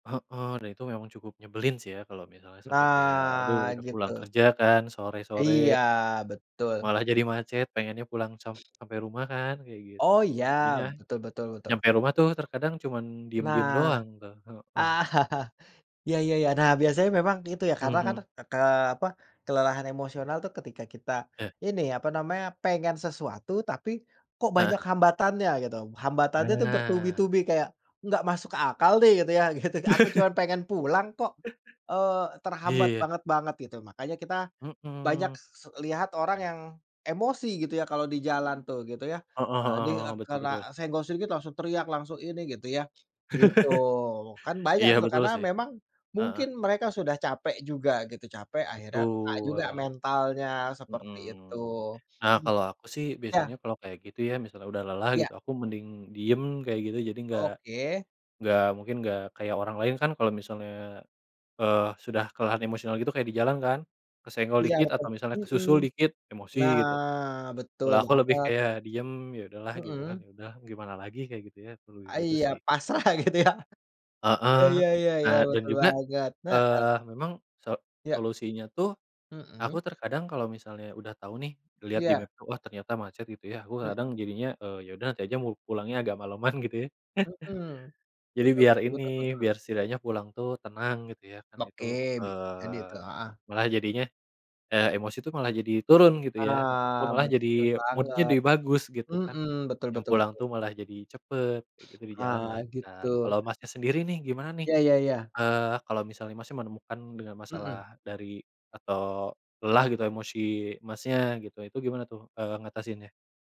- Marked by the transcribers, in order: drawn out: "Nah"; other background noise; chuckle; tapping; laughing while speaking: "gitu"; laugh; chuckle; laugh; laughing while speaking: "pasrah"; chuckle; in English: "map"; chuckle; in English: "mood-nya"
- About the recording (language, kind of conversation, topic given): Indonesian, unstructured, Bagaimana kamu mengenali tanda-tanda kelelahan emosional?